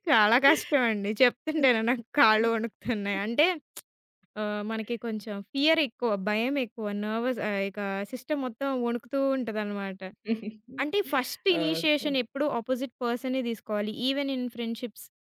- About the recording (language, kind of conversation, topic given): Telugu, podcast, ఆన్‌లైన్ సమావేశంలో పాల్గొనాలా, లేక ప్రత్యక్షంగా వెళ్లాలా అని మీరు ఎప్పుడు నిర్ణయిస్తారు?
- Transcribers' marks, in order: laughing while speaking: "చెప్తుంటేనే నాకు కాళ్ళు వణుకుతున్నాయి"; lip smack; other background noise; in English: "నెర్వస్"; in English: "సిస్టమ్"; chuckle; in English: "ఫస్ట్ ఇనిషియేషన్"; in English: "అపోజిట్ పర్సనే"; in English: "ఈవెన్ ఇన్ ఫ్రెండ్షిప్స్"